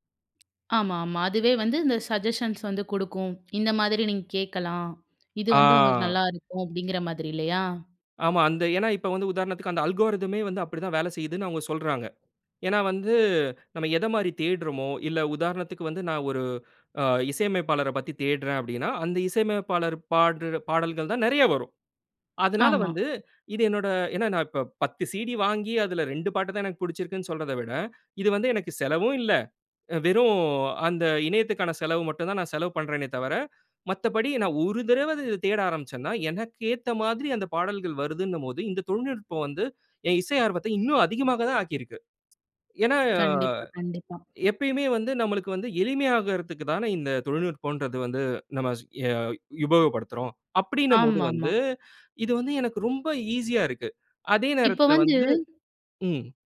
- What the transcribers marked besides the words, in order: other noise; in English: "சஜஷன்ஸ்"; drawn out: "ஆ"; in English: "அல்கோர்தமே"; lip smack; other background noise; drawn out: "ஏனா"; "நம்ம" said as "நமஸ்"; inhale
- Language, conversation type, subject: Tamil, podcast, தொழில்நுட்பம் உங்கள் இசை ஆர்வத்தை எவ்வாறு மாற்றியுள்ளது?